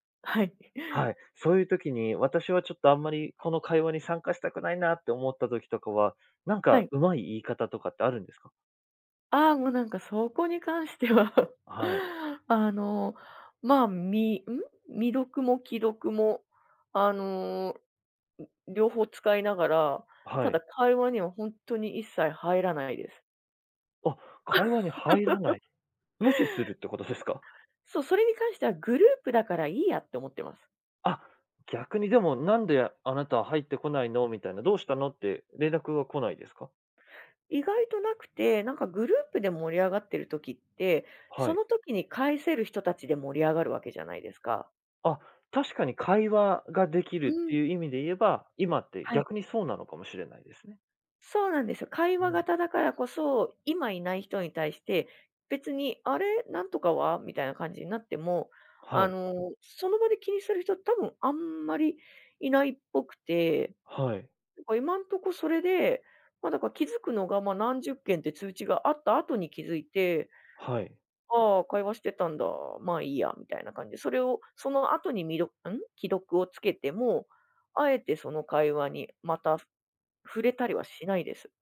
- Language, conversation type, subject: Japanese, podcast, デジタル疲れと人間関係の折り合いを、どのようにつければよいですか？
- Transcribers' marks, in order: laughing while speaking: "はい"; laughing while speaking: "関しては"; laugh